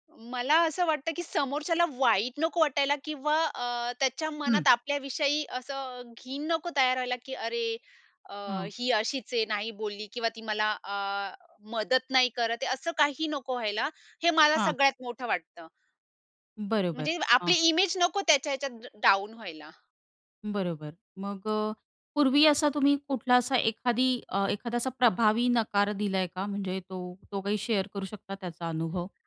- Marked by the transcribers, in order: in English: "डाउन"; in English: "शेअर"
- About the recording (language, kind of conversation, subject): Marathi, podcast, वेळ नसेल तर तुम्ही नकार कसा देता?